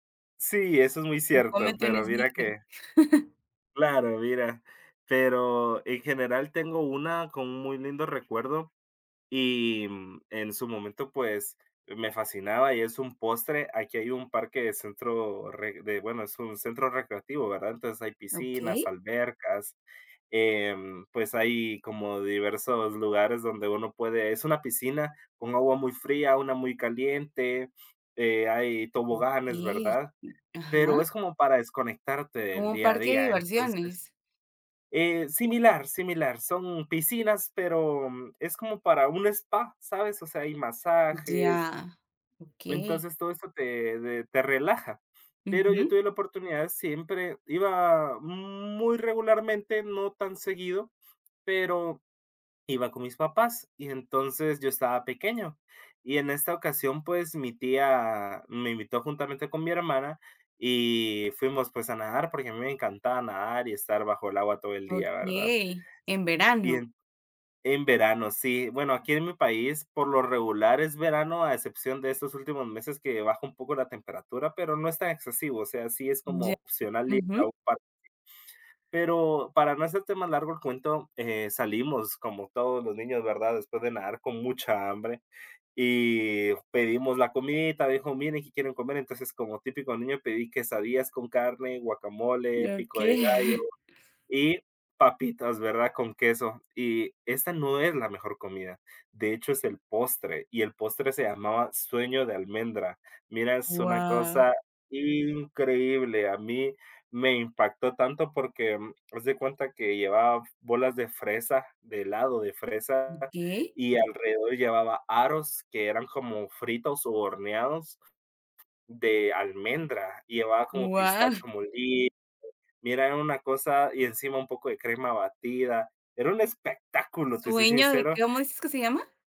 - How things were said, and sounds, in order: chuckle; other noise; chuckle; other background noise
- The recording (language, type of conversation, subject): Spanish, podcast, ¿Cuál ha sido la mejor comida que has probado y cuál es la historia detrás?